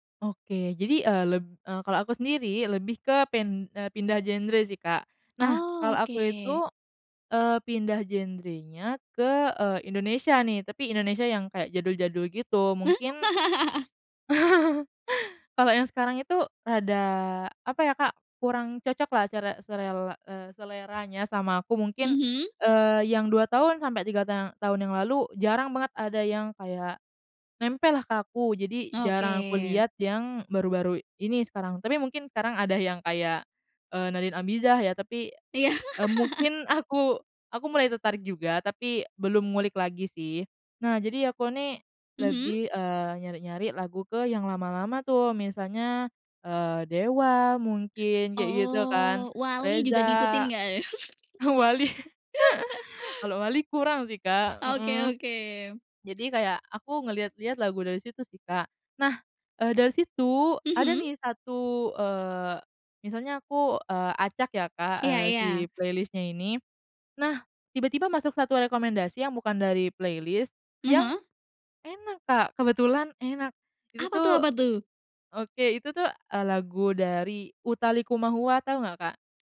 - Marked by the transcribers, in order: laugh; chuckle; laugh; chuckle; laughing while speaking: "Wali"; laugh; in English: "playlist-nya"; in English: "playlist"
- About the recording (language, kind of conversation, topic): Indonesian, podcast, Bagaimana layanan streaming mengubah cara kamu menemukan lagu baru?